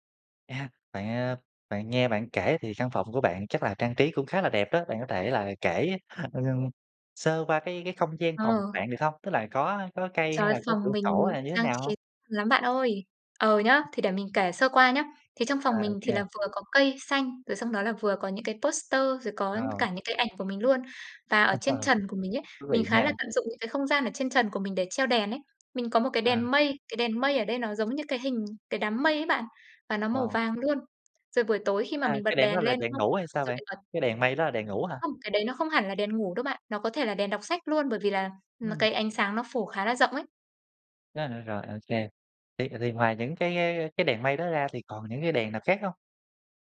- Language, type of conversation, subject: Vietnamese, podcast, Buổi tối thư giãn lý tưởng trong ngôi nhà mơ ước của bạn diễn ra như thế nào?
- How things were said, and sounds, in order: tapping; in English: "poster"